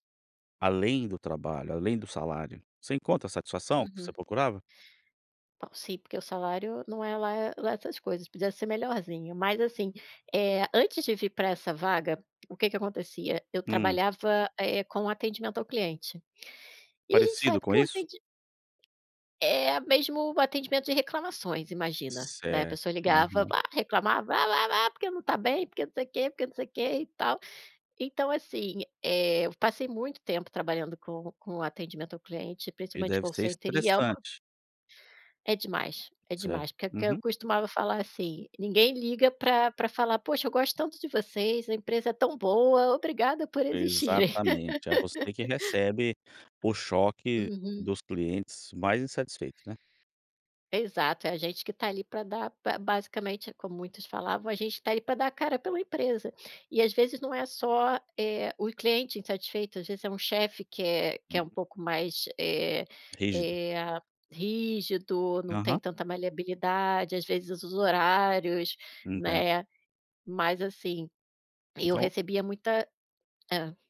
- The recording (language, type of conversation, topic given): Portuguese, podcast, Como avaliar uma oferta de emprego além do salário?
- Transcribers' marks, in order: tapping; put-on voice: "Ah, ah, ah"; laughing while speaking: "existirem"; laugh